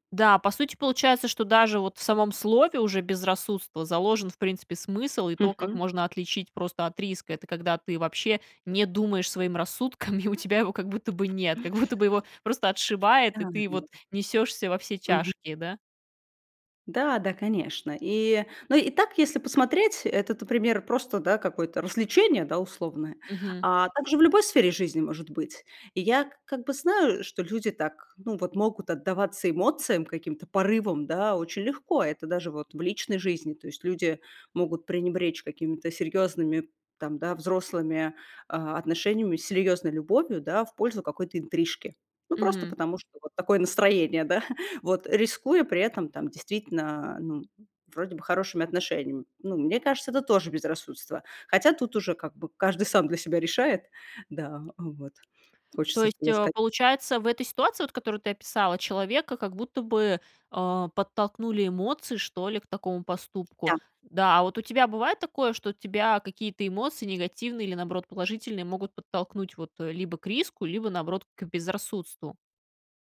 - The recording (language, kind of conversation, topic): Russian, podcast, Как ты отличаешь риск от безрассудства?
- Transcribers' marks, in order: laughing while speaking: "и у тебя его как будто бы нет, как будто бы"; other background noise; unintelligible speech; "тяжкие" said as "чажкие"; chuckle; tapping